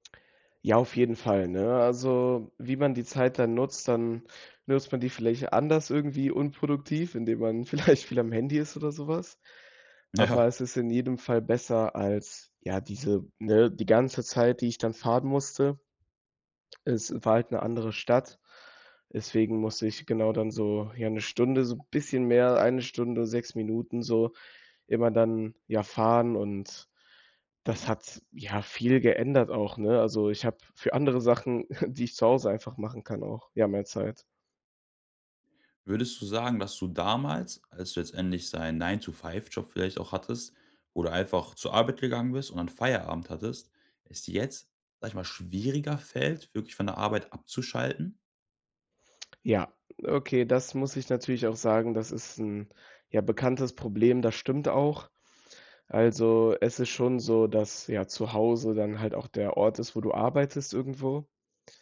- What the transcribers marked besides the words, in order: laughing while speaking: "vielleicht"; laughing while speaking: "Ja"; chuckle; in English: "nine to five"
- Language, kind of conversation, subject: German, podcast, Wie hat das Arbeiten im Homeoffice deinen Tagesablauf verändert?